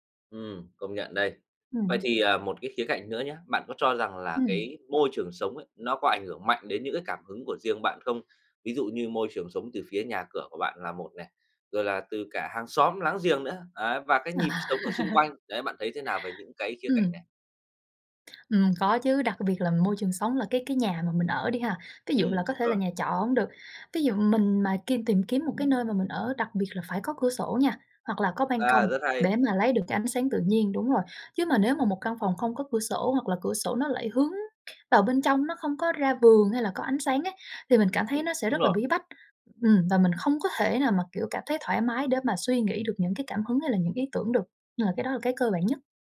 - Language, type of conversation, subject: Vietnamese, podcast, Bạn tận dụng cuộc sống hằng ngày để lấy cảm hứng như thế nào?
- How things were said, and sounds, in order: other background noise; laughing while speaking: "À"; laugh; tapping